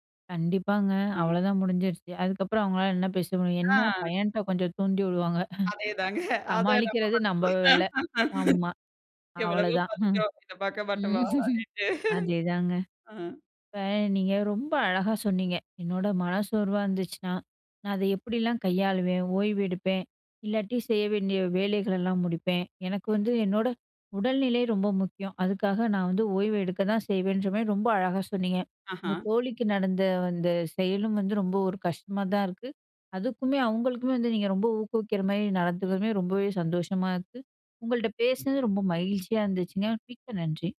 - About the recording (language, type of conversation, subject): Tamil, podcast, சோர்வு வந்தால் ஓய்வெடுக்கலாமா, இல்லையா சிறிது செயற்படலாமா என்று எப்படி தீர்மானிப்பீர்கள்?
- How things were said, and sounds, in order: other background noise; laughing while speaking: "அத நம்ப மாட்டீங்களா?"; chuckle; chuckle; chuckle